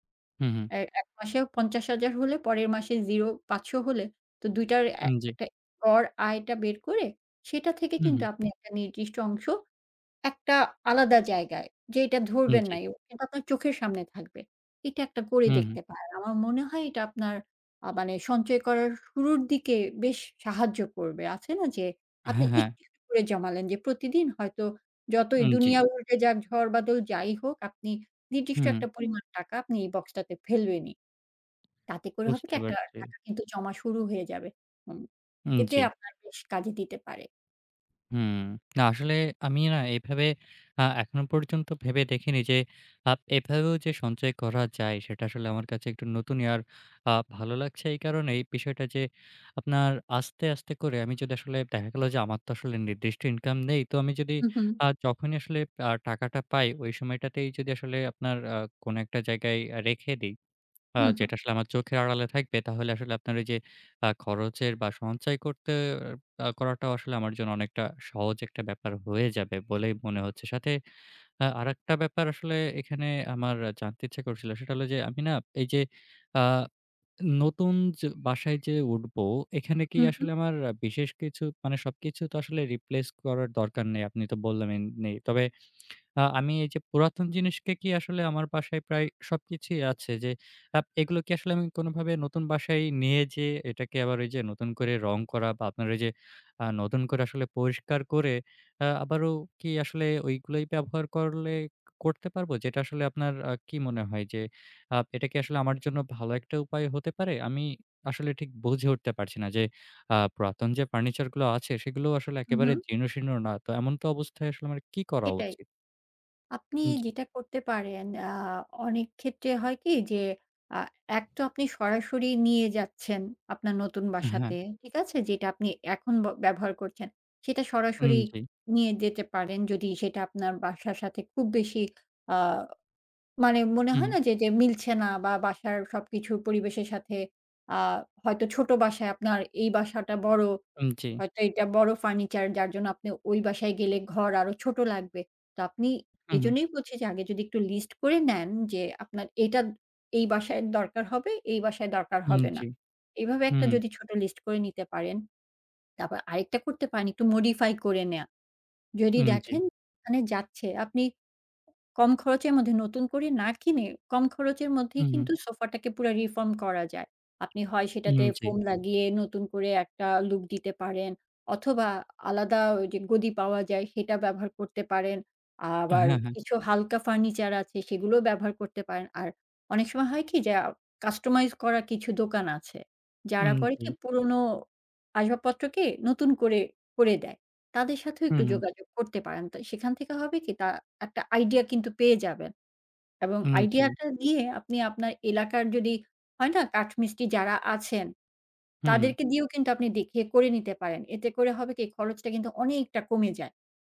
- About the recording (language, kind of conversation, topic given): Bengali, advice, বড় কেনাকাটার জন্য সঞ্চয় পরিকল্পনা করতে অসুবিধা হচ্ছে
- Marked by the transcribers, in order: other background noise; tapping; "বললেন" said as "বললেমইন"